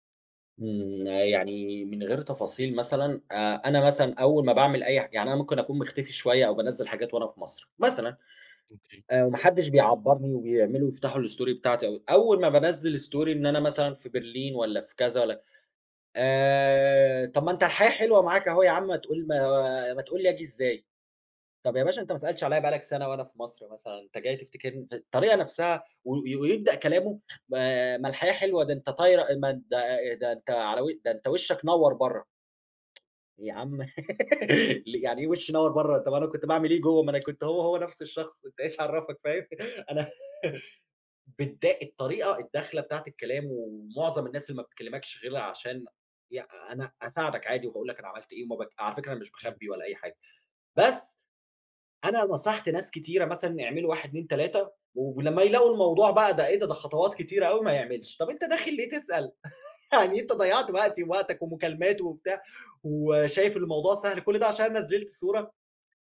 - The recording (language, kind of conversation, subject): Arabic, podcast, إيه أسهل طريقة تبطّل تقارن نفسك بالناس؟
- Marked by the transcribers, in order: in English: "الStory"; in English: "Story"; tapping; giggle; giggle; laughing while speaking: "أنا"; giggle; chuckle